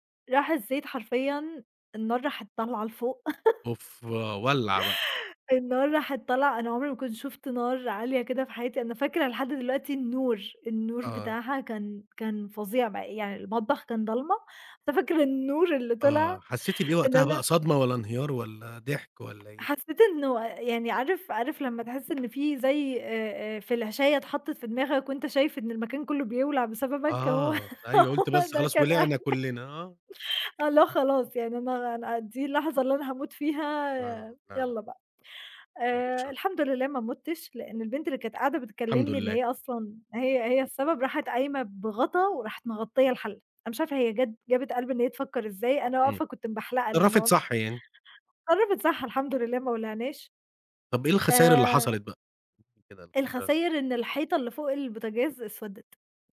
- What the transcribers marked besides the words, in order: laugh; tapping; in English: "فلاشاية"; laughing while speaking: "هو هو ده كان إح"
- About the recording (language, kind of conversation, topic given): Arabic, podcast, إيه أكبر غلطة عملتها في المطبخ واتعلمت منها؟
- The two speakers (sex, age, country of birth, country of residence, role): female, 20-24, Egypt, Romania, guest; male, 35-39, Egypt, Egypt, host